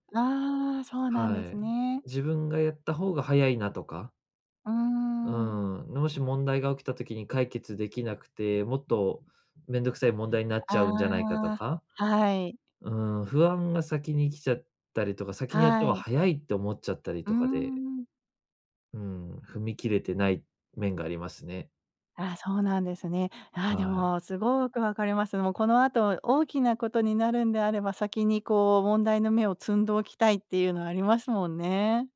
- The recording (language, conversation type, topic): Japanese, advice, 仕事量が多すぎるとき、どうやって適切な境界線を設定すればよいですか？
- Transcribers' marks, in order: none